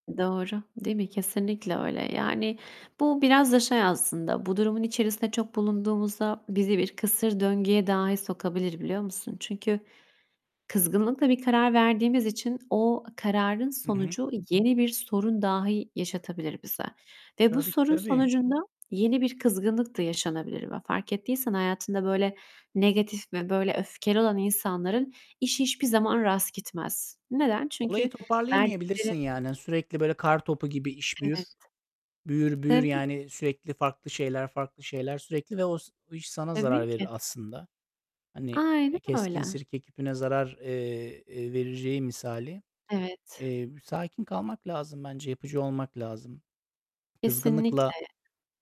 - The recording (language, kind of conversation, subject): Turkish, unstructured, Kızgınlıkla verilen kararların sonuçları ne olur?
- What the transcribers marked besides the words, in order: other background noise; distorted speech